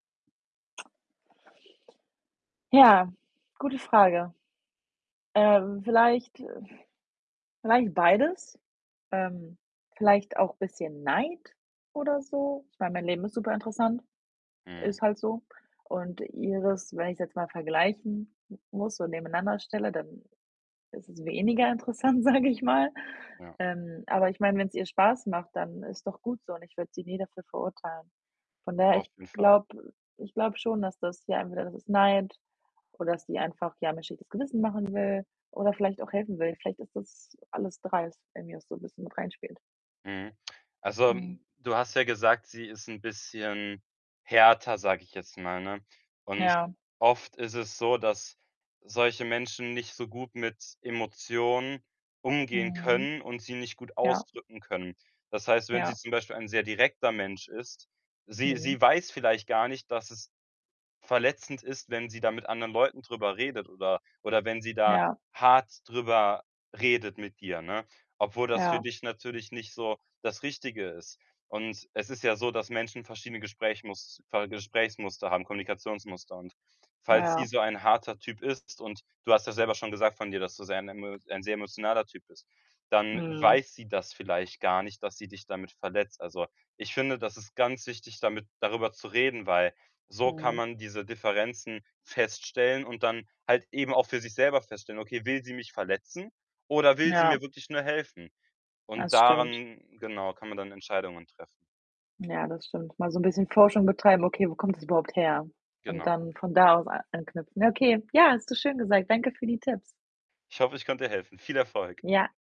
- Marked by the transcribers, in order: lip smack; laughing while speaking: "sage ich mal"; other background noise; stressed: "ganz"; joyful: "Ja, hast du schön gesagt"
- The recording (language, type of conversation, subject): German, advice, Warum entfremdet sich mein Freund nach einer großen Lebensveränderung?